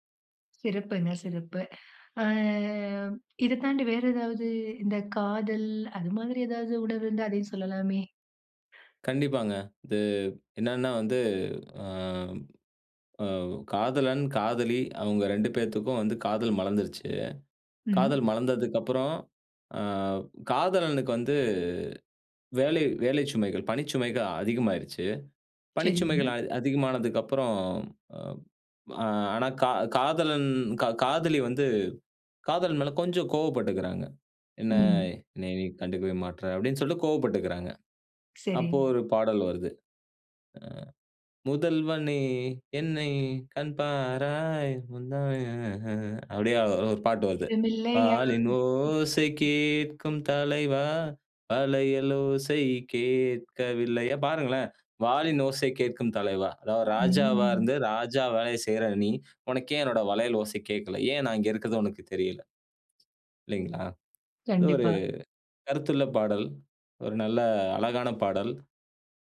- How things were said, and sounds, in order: drawn out: "ஆ"; drawn out: "காதல்"; breath; singing: "முதல்வனே! என்னை கண்பாராய்! முந்தானை ம்ஹ்ம்"; singing: "வாலின் ஓசை கேட்கும் தலைவா! வளையல் ஓசை கேட்கவில்லயா!"; singing: "ஈரமில்லையா!"; drawn out: "ம்"; other background noise
- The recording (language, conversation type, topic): Tamil, podcast, உங்கள் சுயத்தைச் சொல்லும் பாடல் எது?